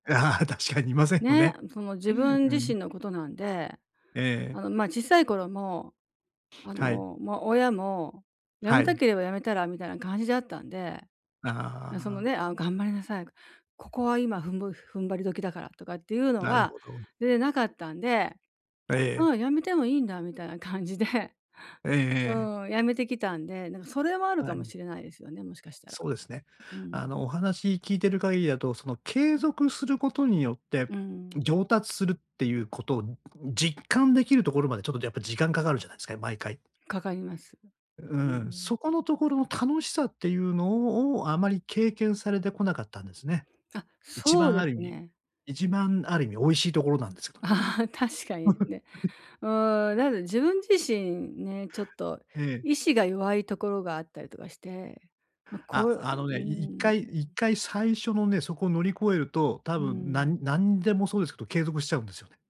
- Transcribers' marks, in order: laugh; other background noise; other noise; laugh
- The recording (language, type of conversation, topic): Japanese, advice, 趣味への興味を長く保ち、無理なく続けるにはどうすればよいですか？